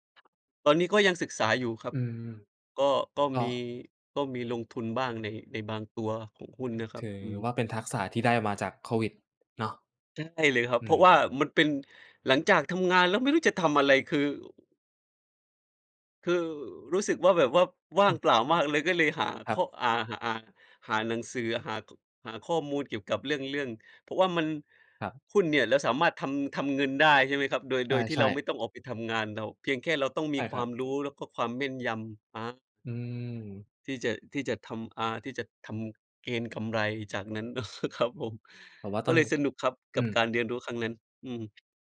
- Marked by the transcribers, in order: other background noise; chuckle
- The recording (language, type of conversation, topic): Thai, unstructured, โควิด-19 เปลี่ยนแปลงโลกของเราไปมากแค่ไหน?